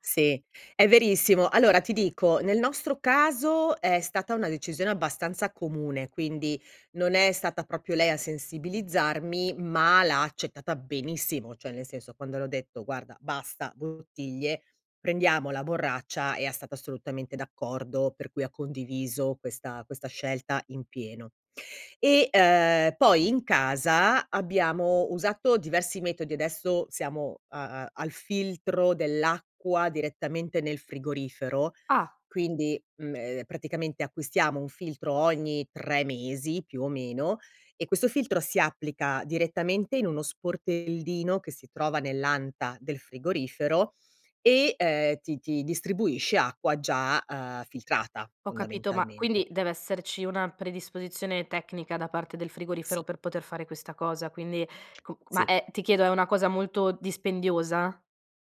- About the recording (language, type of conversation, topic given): Italian, podcast, Cosa fai ogni giorno per ridurre i rifiuti?
- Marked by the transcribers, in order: other background noise